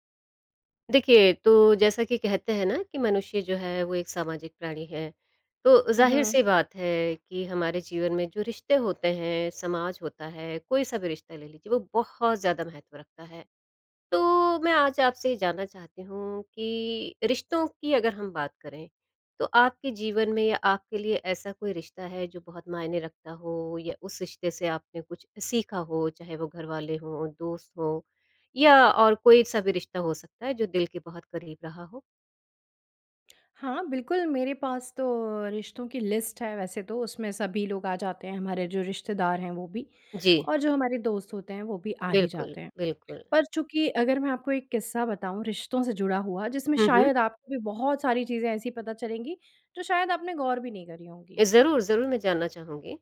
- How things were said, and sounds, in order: in English: "लिस्ट"
- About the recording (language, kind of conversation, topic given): Hindi, podcast, रिश्तों से आपने क्या सबसे बड़ी बात सीखी?